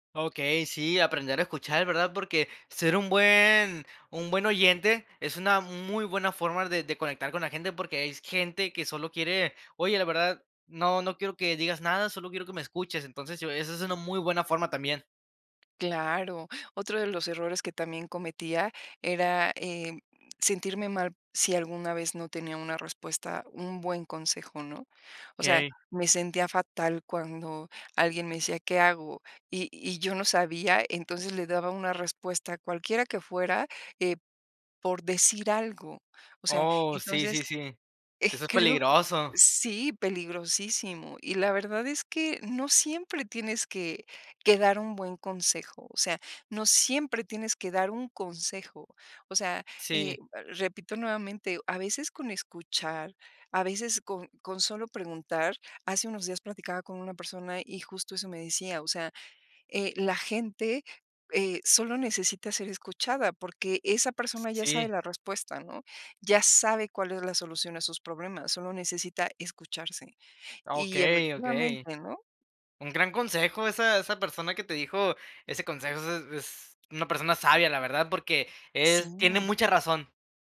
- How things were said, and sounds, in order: drawn out: "buen"; tapping; other background noise
- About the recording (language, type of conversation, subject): Spanish, podcast, ¿Qué tipo de historias te ayudan a conectar con la gente?